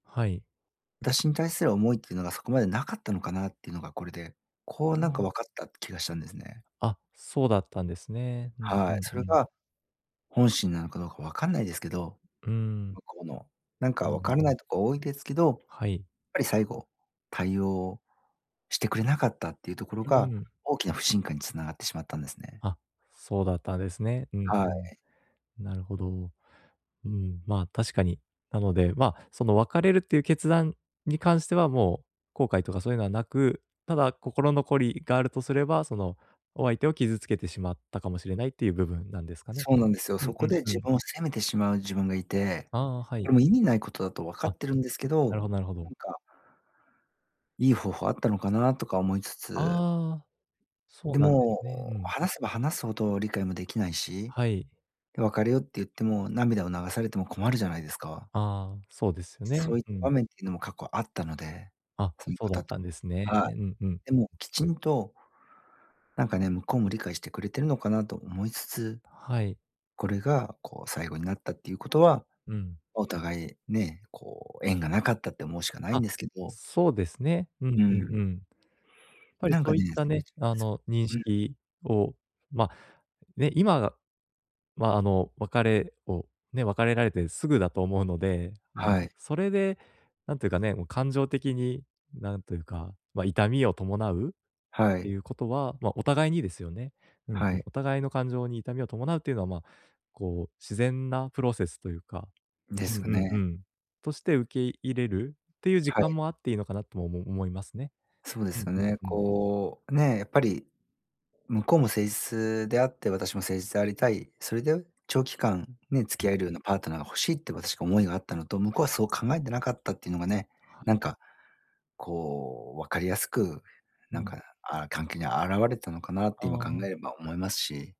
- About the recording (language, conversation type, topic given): Japanese, advice, どうすれば自分を責めずに心を楽にできますか？
- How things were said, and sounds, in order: unintelligible speech